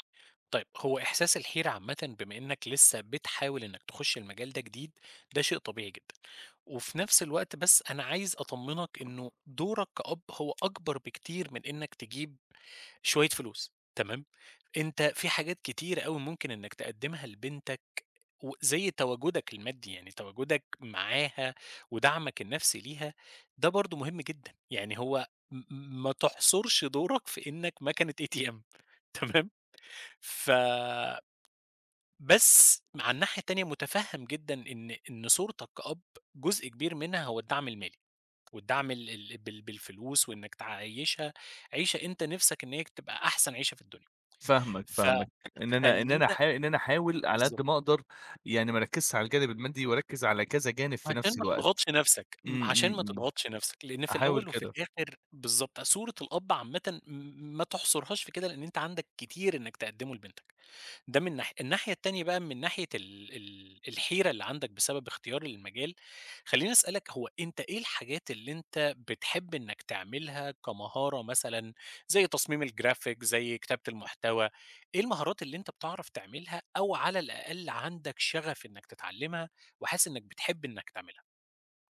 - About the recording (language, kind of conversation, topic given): Arabic, advice, إزاي كانت تجربتك أول مرة تبقى أب/أم؟
- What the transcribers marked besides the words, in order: tapping; laughing while speaking: "ATM تمام"; in English: "ATM"; other background noise; in English: "الGraphic"